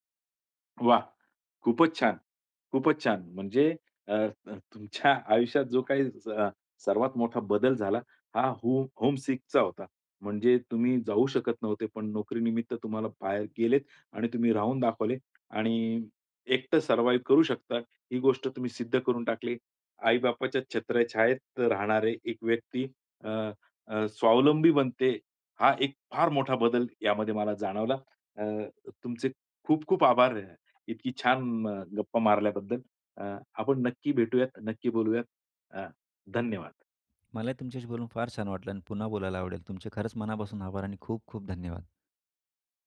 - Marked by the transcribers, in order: in English: "सर्वाईव"
- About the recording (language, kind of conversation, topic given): Marathi, podcast, तुमच्या आयुष्यातला सर्वात मोठा बदल कधी आणि कसा झाला?